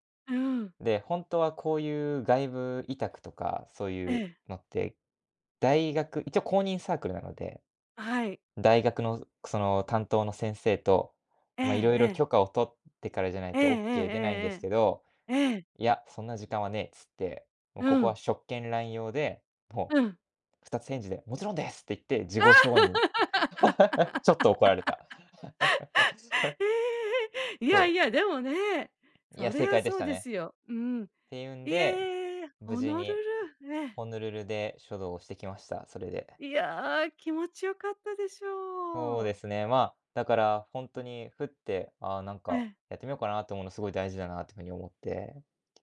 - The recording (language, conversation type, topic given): Japanese, podcast, ふと思いついて行動したことで、物事が良い方向に進んだ経験はありますか？
- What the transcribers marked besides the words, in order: laugh; tapping